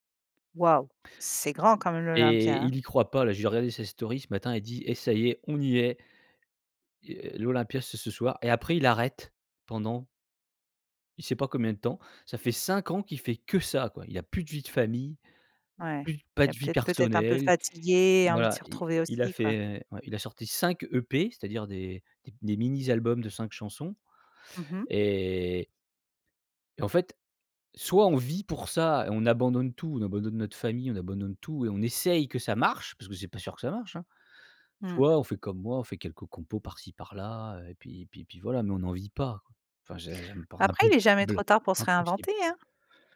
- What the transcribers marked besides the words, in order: none
- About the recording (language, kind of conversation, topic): French, podcast, Quel concert t’a vraiment marqué ?